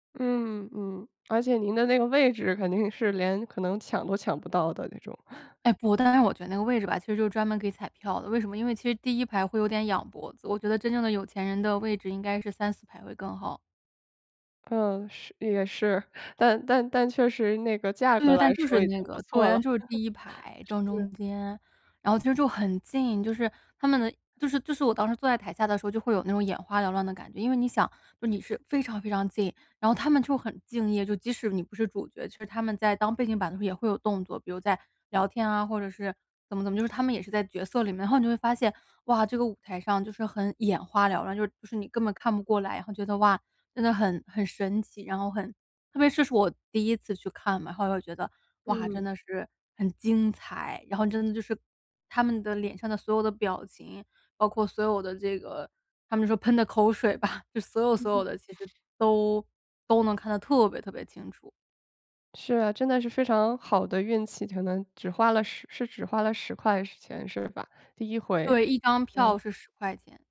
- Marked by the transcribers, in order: chuckle; laughing while speaking: "但 但 但确实那个价格来说已经不错了"; chuckle; tapping; laughing while speaking: "水吧"
- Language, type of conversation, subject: Chinese, podcast, 有没有过一次错过反而带来好运的经历？